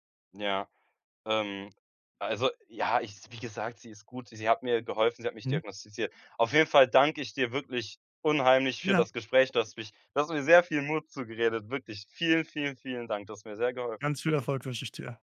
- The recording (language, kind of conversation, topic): German, advice, Wie kann ich mit Angst oder Panik in sozialen Situationen umgehen?
- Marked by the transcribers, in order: none